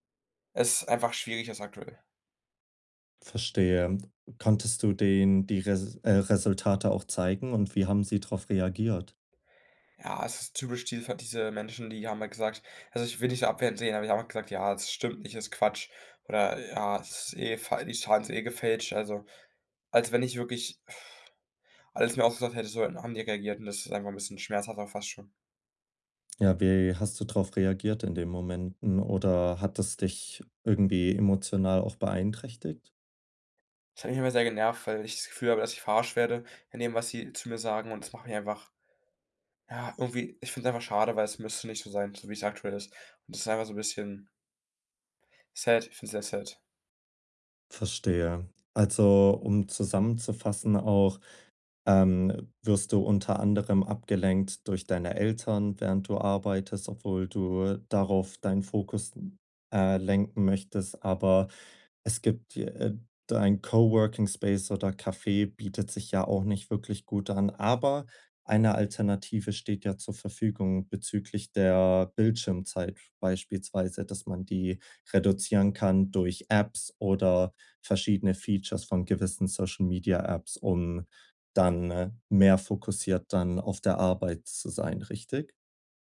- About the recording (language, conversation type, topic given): German, advice, Wie kann ich Ablenkungen reduzieren, wenn ich mich lange auf eine Aufgabe konzentrieren muss?
- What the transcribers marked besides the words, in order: exhale; unintelligible speech; in English: "sad"; in English: "sad"; in English: "Features"